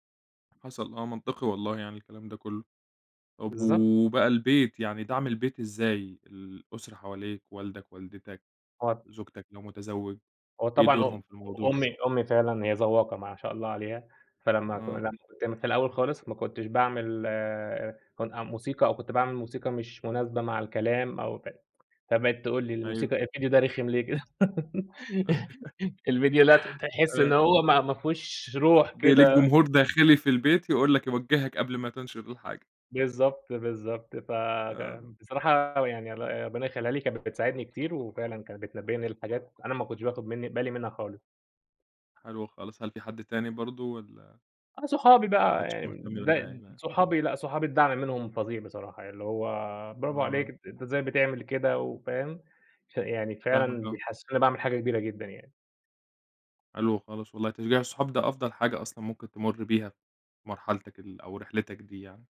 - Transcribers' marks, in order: unintelligible speech; other background noise; unintelligible speech; unintelligible speech; laugh; unintelligible speech
- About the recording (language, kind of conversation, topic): Arabic, podcast, إيه اللي بيحرّك خيالك أول ما تبتدي مشروع جديد؟